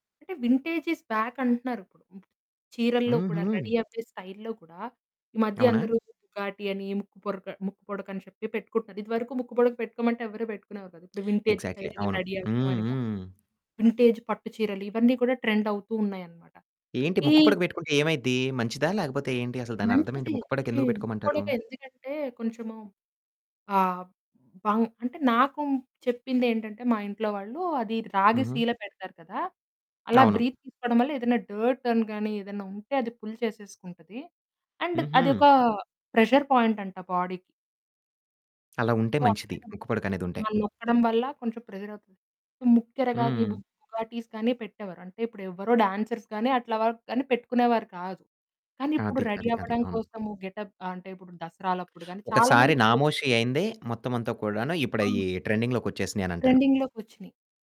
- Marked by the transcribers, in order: static; in English: "వింటేజెస్ బ్యాక్"; in English: "రెడీ"; in English: "స్టైల్‌లో"; in English: "ఎగ్జాక్ట్‌లీ"; in English: "వింటేజ్డ్ స్టైల్‌గా రెడీ"; other background noise; in English: "వింటేజ్"; in English: "ట్రెండ్"; in English: "బ్రీత్"; in English: "డర్ట్"; in English: "పుల్"; in English: "అండ్"; in English: "ప్రెషర్"; in English: "బాడీకి"; in English: "సో"; distorted speech; in English: "ప్రెషర్"; in Kannada: "బుగాడిస్"; in English: "డాన్సర్స్"; in English: "రెడీ"; in English: "గెటప్"; in English: "ట్రెండింగ్‌లోకొచ్చేసినియనంటారు"; in English: "ట్రెండింగ్‌లోకొచ్చినియి"
- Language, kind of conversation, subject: Telugu, podcast, సాంప్రదాయాన్ని ఆధునికతతో కలిపి అనుసరించడం మీకు ఏ విధంగా ఇష్టం?